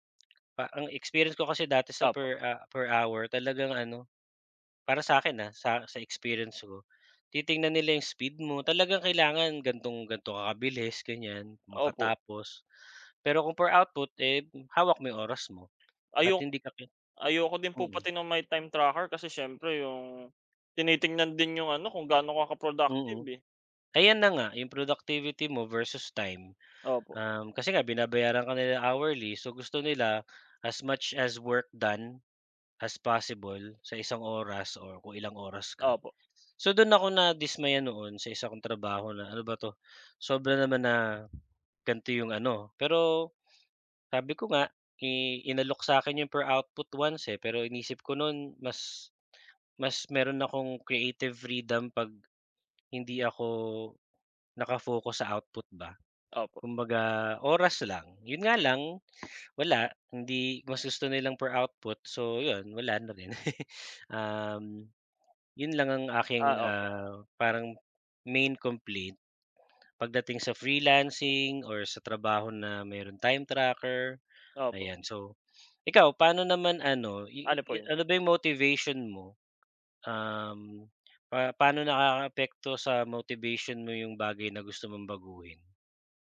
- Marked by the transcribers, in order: in English: "as much as work done, as possible"; in English: "per output once"; other noise; laugh
- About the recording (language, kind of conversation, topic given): Filipino, unstructured, Ano ang mga bagay na gusto mong baguhin sa iyong trabaho?